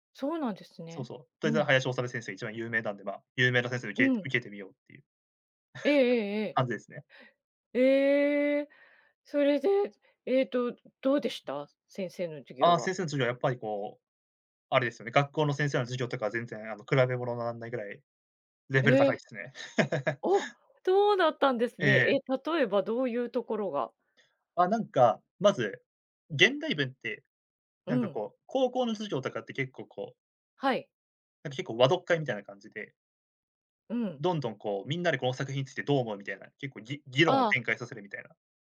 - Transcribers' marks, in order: chuckle; chuckle
- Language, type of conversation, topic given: Japanese, podcast, これまでに影響を受けた先生や本はありますか？